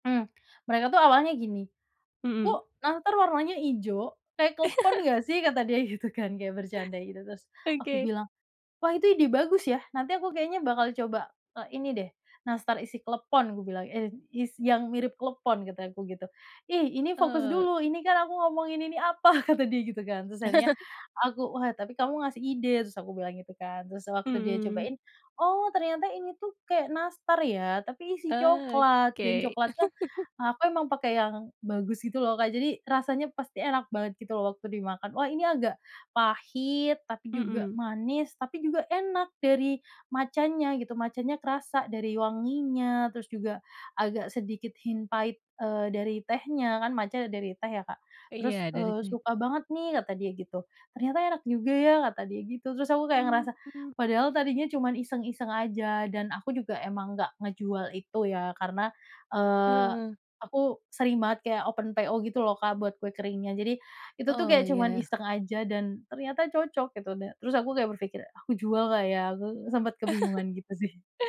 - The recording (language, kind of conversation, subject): Indonesian, podcast, Pernahkah kamu mencoba campuran rasa yang terdengar aneh, tapi ternyata cocok banget?
- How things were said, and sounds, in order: laugh; laughing while speaking: "gitu kan"; other background noise; tapping; laughing while speaking: "apa?"; laugh; chuckle; in English: "hint"; chuckle; laughing while speaking: "sih"